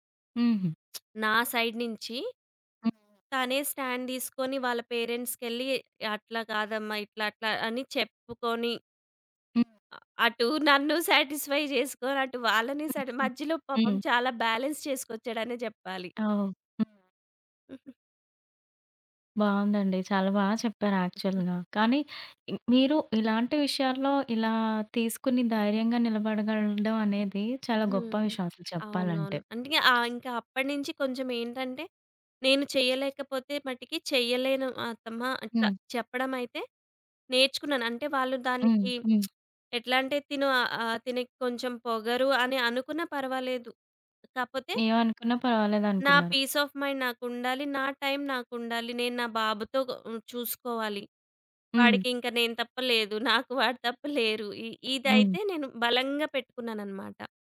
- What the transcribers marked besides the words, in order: lip smack; in English: "సైడ్"; in English: "స్టాండ్"; in English: "పేరెంట్స్‌కిళ్లి"; in English: "సాటిస్ఫై"; in English: "బాలన్స్"; in English: "యాక్చువల్‌గా"; tapping; lip smack; in English: "పీస్ ఆఫ్ మైండ్"
- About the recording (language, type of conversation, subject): Telugu, podcast, చేయలేని పనిని మర్యాదగా ఎలా నిరాకరించాలి?